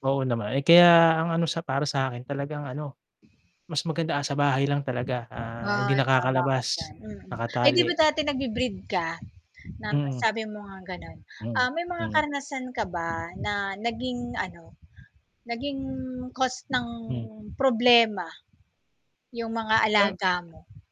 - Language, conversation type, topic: Filipino, unstructured, Ano ang mga panganib kapag hindi binabantayan ang mga aso sa kapitbahayan?
- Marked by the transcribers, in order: static; wind; tapping